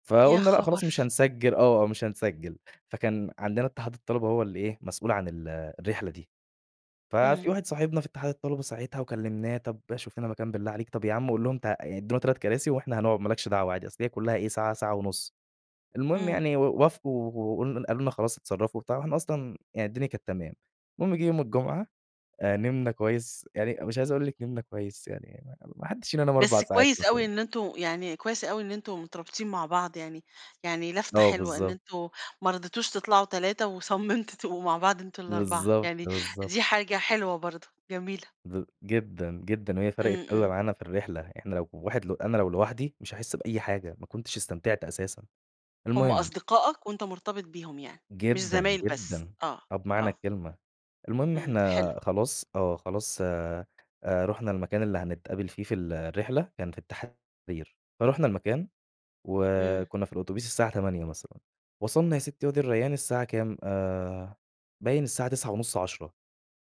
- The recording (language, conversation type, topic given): Arabic, podcast, إيه آخر حاجة عملتها للتسلية وخلّتك تنسى الوقت؟
- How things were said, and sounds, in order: tapping